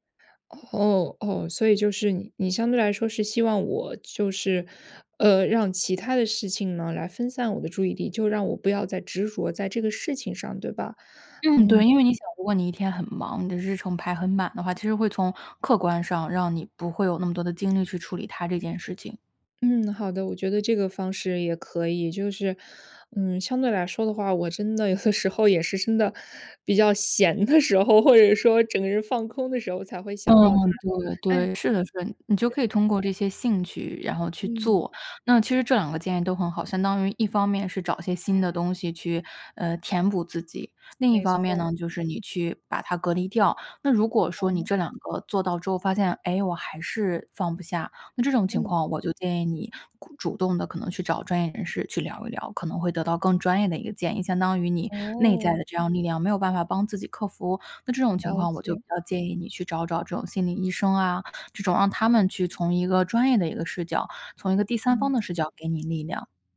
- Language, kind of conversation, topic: Chinese, advice, 我对前任还存在情感上的纠葛，该怎么办？
- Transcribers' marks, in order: laughing while speaking: "有的时候 也是真的比较 … 才会想到他， 哎"; other noise; tapping